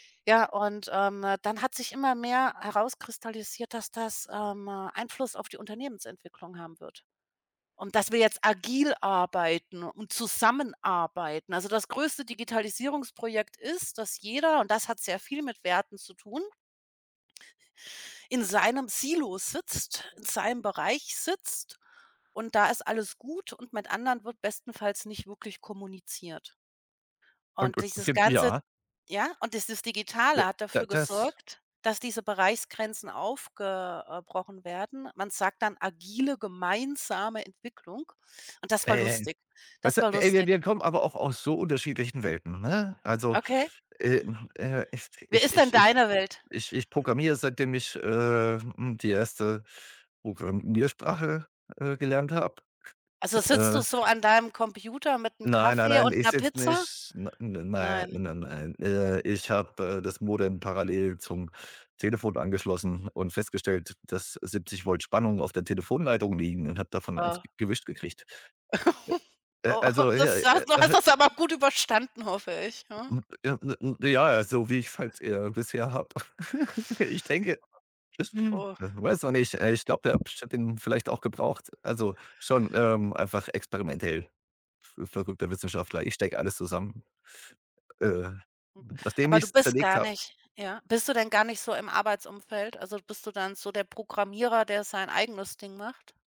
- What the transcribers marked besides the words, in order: unintelligible speech; unintelligible speech; other background noise; chuckle; laughing while speaking: "Oh, das du hast das aber gut überstanden"; unintelligible speech; chuckle; chuckle; other noise
- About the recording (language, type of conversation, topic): German, unstructured, Wann ist der richtige Zeitpunkt, für die eigenen Werte zu kämpfen?